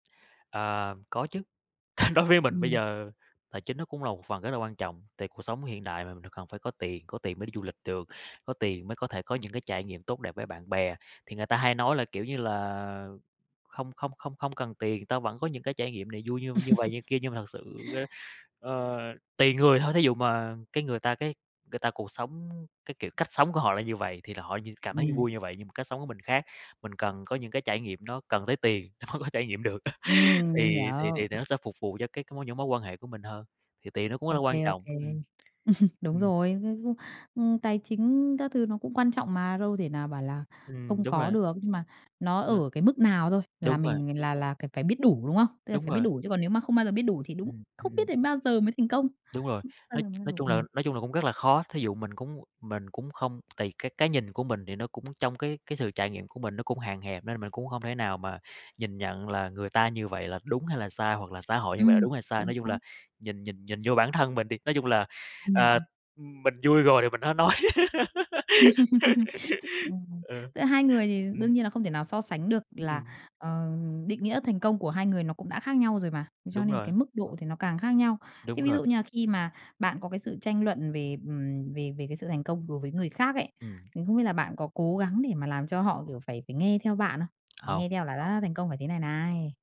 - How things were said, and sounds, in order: laugh; other background noise; tapping; laugh; laughing while speaking: "nó mới"; laugh; other noise; chuckle; laugh; laughing while speaking: "nói"; laugh
- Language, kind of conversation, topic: Vietnamese, podcast, Bạn thật lòng định nghĩa thành công trong cuộc sống như thế nào?